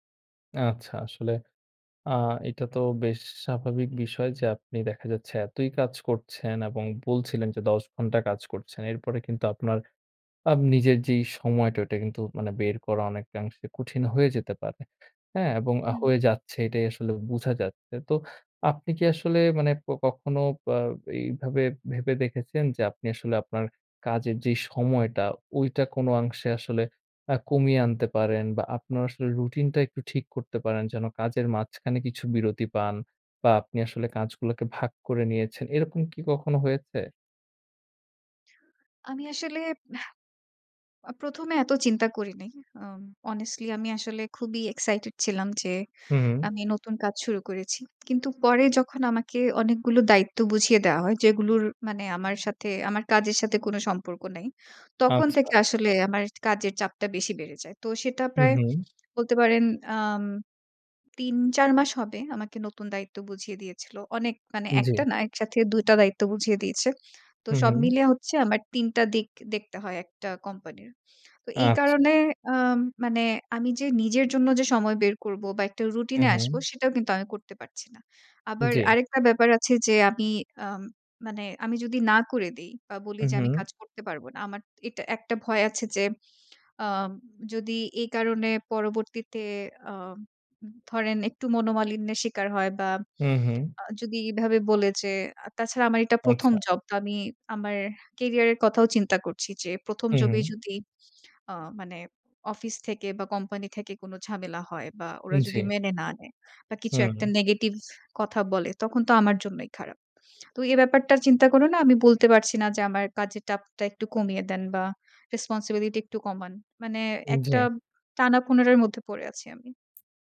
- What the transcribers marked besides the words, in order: in English: "honestly"; in English: "excited"; in English: "career"; in English: "job"; in English: "negative"; "চাপটা" said as "টাপটা"; in English: "responsibility"; "টানা-পোড়নের" said as "পনেরের"
- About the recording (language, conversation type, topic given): Bengali, advice, পরিবার ও কাজের ভারসাম্য নষ্ট হওয়ার ফলে আপনার মানসিক চাপ কীভাবে বেড়েছে?